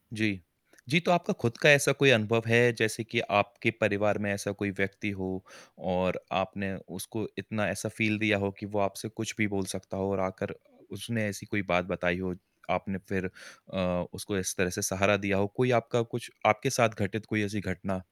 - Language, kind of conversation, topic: Hindi, podcast, आप दूसरों की भावनाओं को समझने की कोशिश कैसे करते हैं?
- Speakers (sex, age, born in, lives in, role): female, 35-39, India, India, guest; male, 30-34, India, India, host
- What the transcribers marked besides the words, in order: static; tapping; in English: "फील"